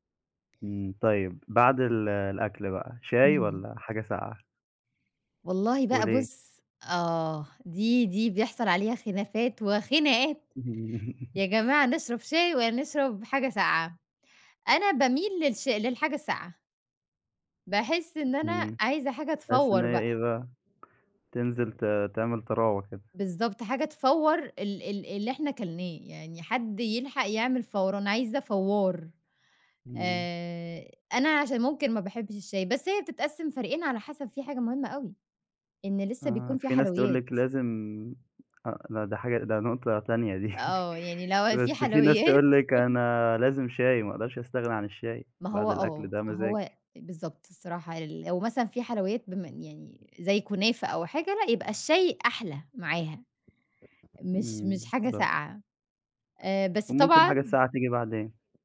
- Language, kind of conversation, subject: Arabic, podcast, لو هتعمل عزومة بسيطة، هتقدّم إيه؟
- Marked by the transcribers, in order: laughing while speaking: "إمم"; chuckle; chuckle; laughing while speaking: "في حلويات"; chuckle; other background noise; tapping